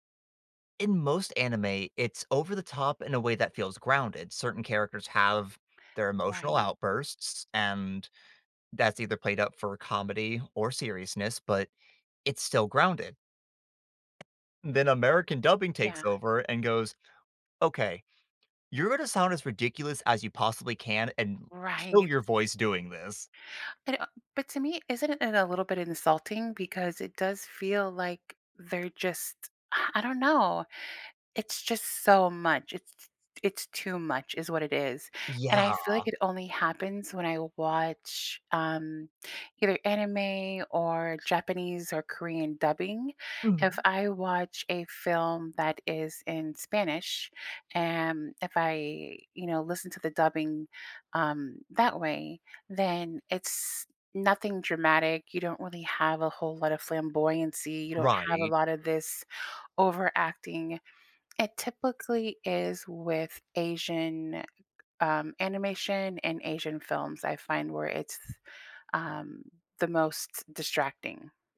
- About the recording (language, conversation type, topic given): English, unstructured, Should I choose subtitles or dubbing to feel more connected?
- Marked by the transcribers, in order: other background noise; tapping; sigh